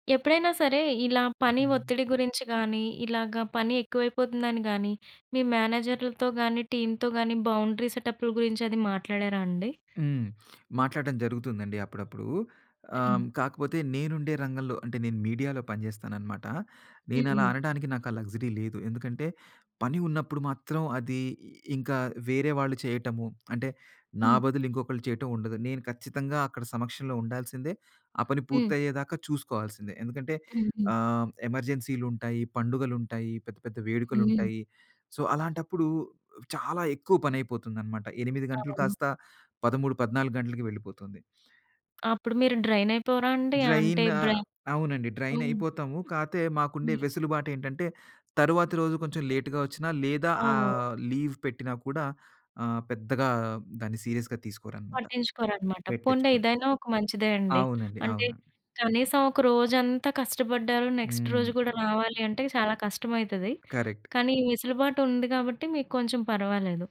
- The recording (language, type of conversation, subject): Telugu, podcast, మీరు పని విరామాల్లో శక్తిని ఎలా పునఃసంచయం చేసుకుంటారు?
- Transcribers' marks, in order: other noise; in English: "టీమ్‌తో"; other background noise; in English: "బౌండరీ"; in English: "మీడియాలో"; in English: "లక్సరీ"; in English: "సో"; stressed: "చాలా"; in English: "డ్రైన్"; in English: "బ్రెయిన్"; in English: "డ్రైన్"; in English: "లేట్‌గా"; in English: "లీవ్"; in English: "సీరియస్‌గా"; in English: "నెక్స్ట్"; in English: "కరెక్ట్"